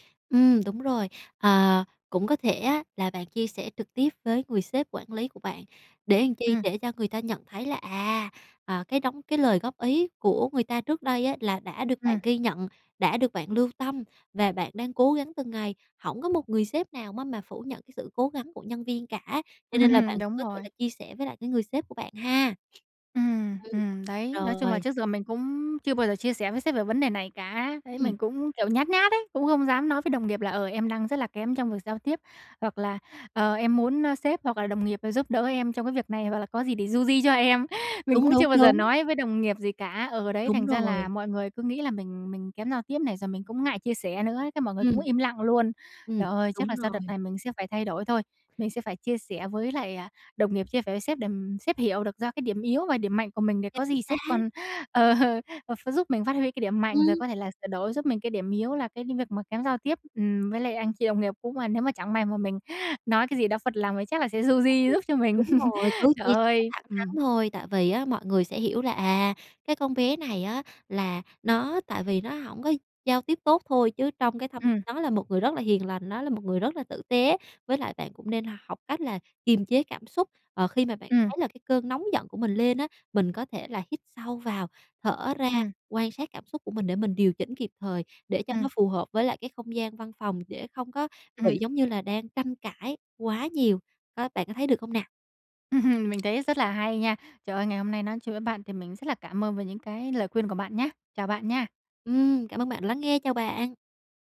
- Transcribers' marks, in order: "làm" said as "ừn"; laugh; tapping; other background noise; laughing while speaking: "ờ"; unintelligible speech; laugh; laugh
- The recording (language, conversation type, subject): Vietnamese, advice, Làm thế nào để tôi giao tiếp chuyên nghiệp hơn với đồng nghiệp?